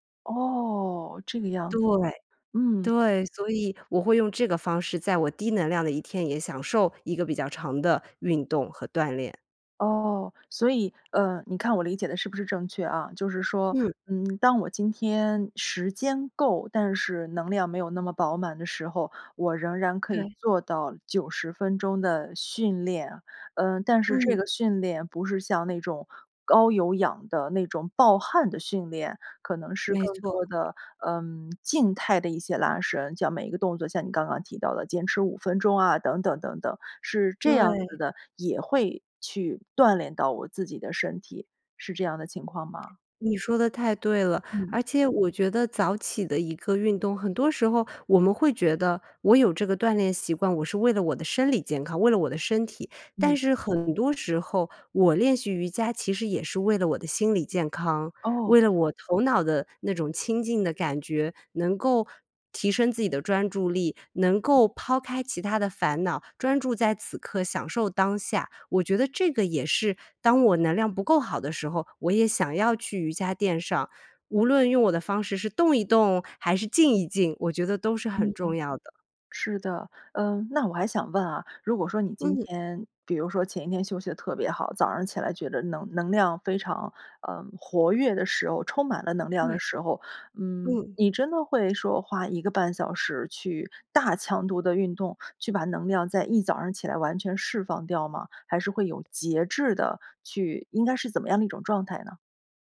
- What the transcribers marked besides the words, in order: other background noise; tongue click
- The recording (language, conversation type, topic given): Chinese, podcast, 说说你的晨间健康习惯是什么？